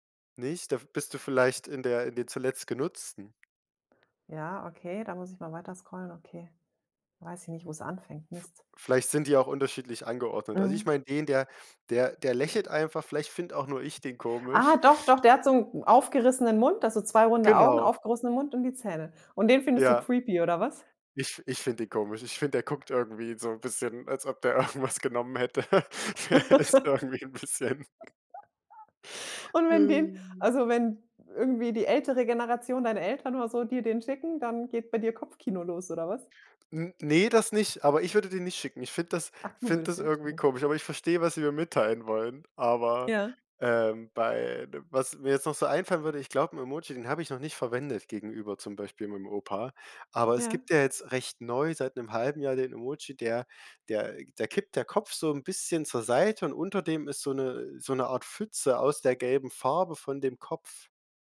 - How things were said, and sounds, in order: tapping; other background noise; in English: "creepy"; laughing while speaking: "irgendwas"; laugh; laughing while speaking: "Der ist irgendwie 'n bisschen"; laugh; other noise
- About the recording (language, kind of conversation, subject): German, podcast, Wie tragen Emojis und Textnachrichten zu Missverständnissen bei?